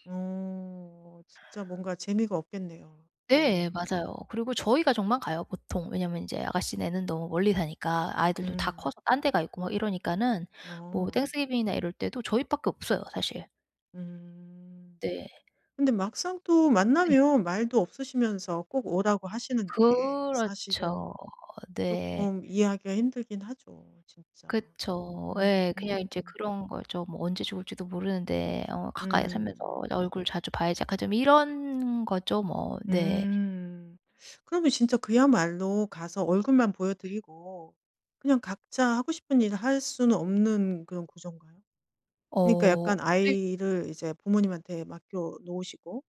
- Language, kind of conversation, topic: Korean, advice, 가족의 기대를 어떻게 조율하면서 건강한 경계를 세울 수 있을까요?
- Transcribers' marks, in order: other background noise; tapping; in English: "Thanksgiving이나"